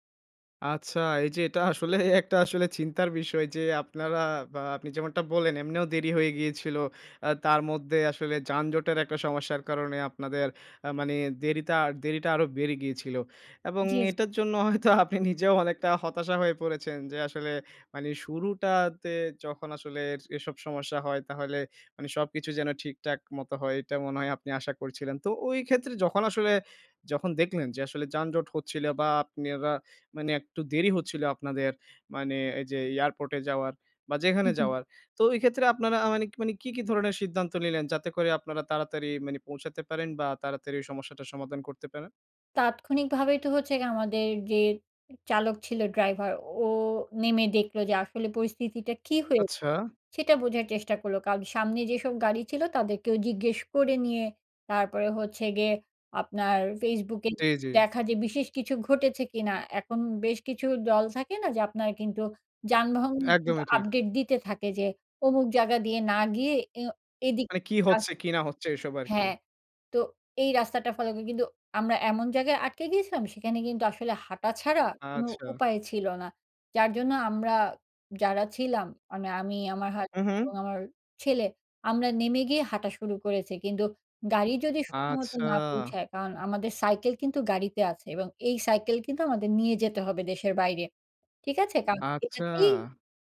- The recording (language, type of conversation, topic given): Bengali, podcast, ভ্রমণে তোমার সবচেয়ে বড় ভুলটা কী ছিল, আর সেখান থেকে তুমি কী শিখলে?
- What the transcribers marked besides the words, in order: laughing while speaking: "আসলে একটা আসলে"; other background noise; laughing while speaking: "হয়তো আপনি নিজেও অনেকটা"; tapping; "কারন" said as "কাউজ"